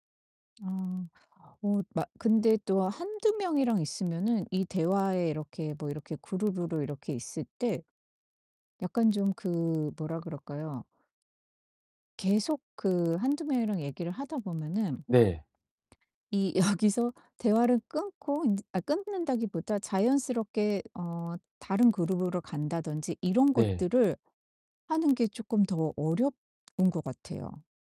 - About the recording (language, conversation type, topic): Korean, advice, 모임에서 에너지를 잘 지키면서도 다른 사람들과 즐겁게 어울리려면 어떻게 해야 하나요?
- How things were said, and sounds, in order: distorted speech; other background noise; tapping; laughing while speaking: "여기서"; "어려운" said as "어렵운"